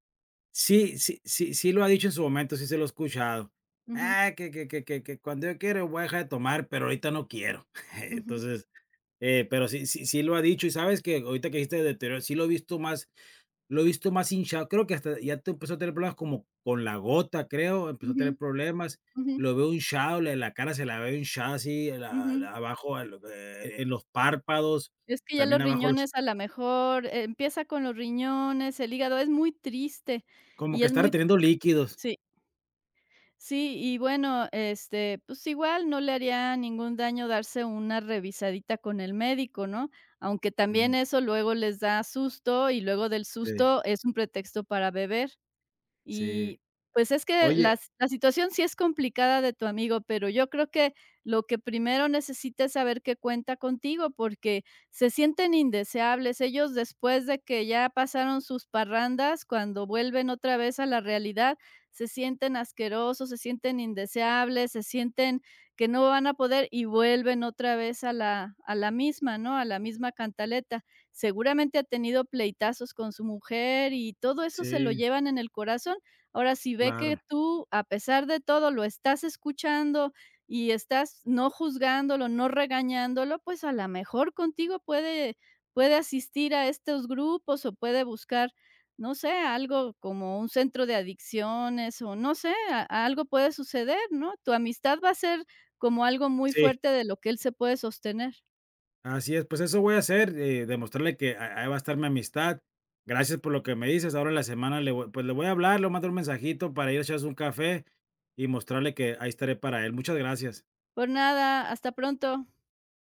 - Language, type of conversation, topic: Spanish, advice, ¿Cómo puedo hablar con un amigo sobre su comportamiento dañino?
- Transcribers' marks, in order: laugh